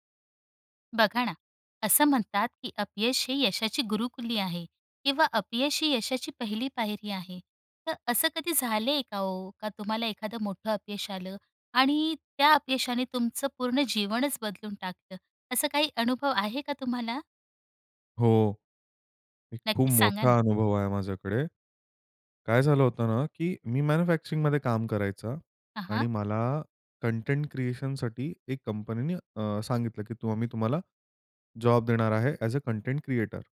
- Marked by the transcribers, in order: other background noise
- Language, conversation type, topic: Marathi, podcast, एखाद्या मोठ्या अपयशामुळे तुमच्यात कोणते बदल झाले?